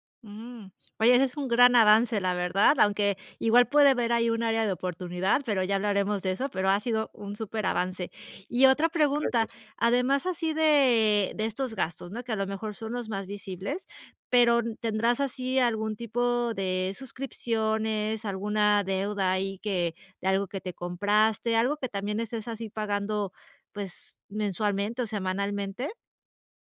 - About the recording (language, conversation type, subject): Spanish, advice, ¿Por qué no logro ahorrar nada aunque reduzco gastos?
- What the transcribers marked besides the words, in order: none